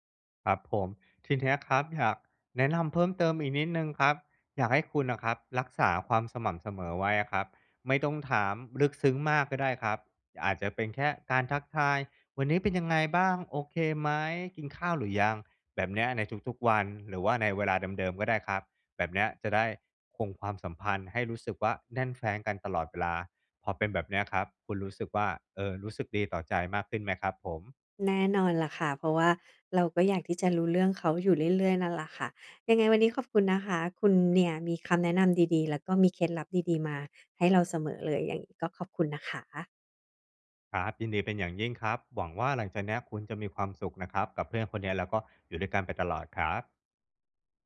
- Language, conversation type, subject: Thai, advice, ฉันจะทำอย่างไรเพื่อสร้างมิตรภาพที่ลึกซึ้งในวัยผู้ใหญ่?
- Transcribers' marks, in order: none